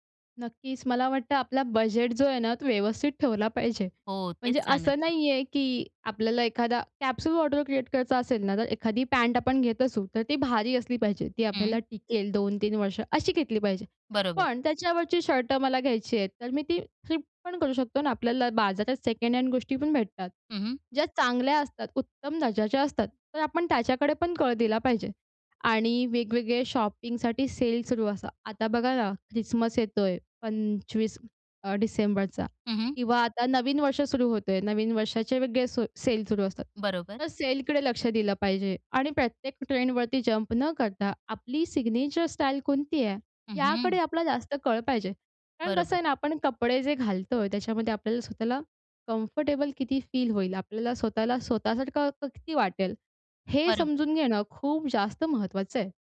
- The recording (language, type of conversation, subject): Marathi, podcast, तुम्ही स्वतःची स्टाईल ठरवताना साधी-सरळ ठेवायची की रंगीबेरंगी, हे कसे ठरवता?
- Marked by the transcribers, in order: in English: "कॅप्सूल वॉर्डरोब क्रिएट"; in English: "सेकंड हँड"; in English: "शॉपिंगसाठी सेल"; in English: "ख्रिसमस"; in English: "ट्रेंडवरती जंप"; in English: "सिग्नेचर स्टाईल"; in English: "कम्फर्टेबल"